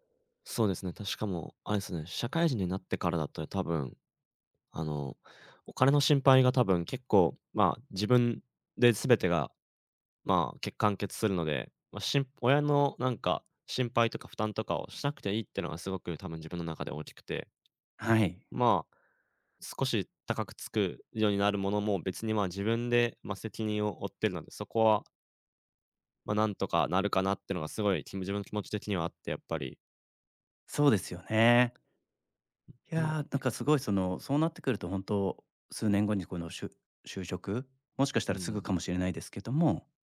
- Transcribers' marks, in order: none
- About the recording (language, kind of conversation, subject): Japanese, advice, 引っ越して新しい街で暮らすべきか迷っている理由は何ですか？